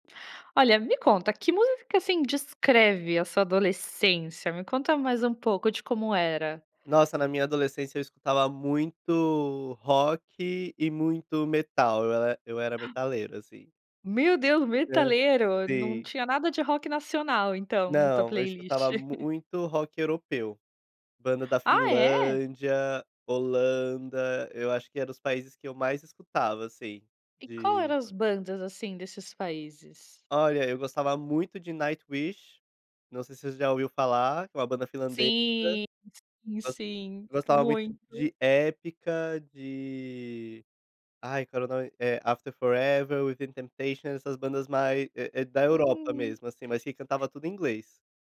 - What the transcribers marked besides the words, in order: gasp; unintelligible speech; laugh
- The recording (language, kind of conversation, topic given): Portuguese, podcast, Qual música melhor descreve a sua adolescência?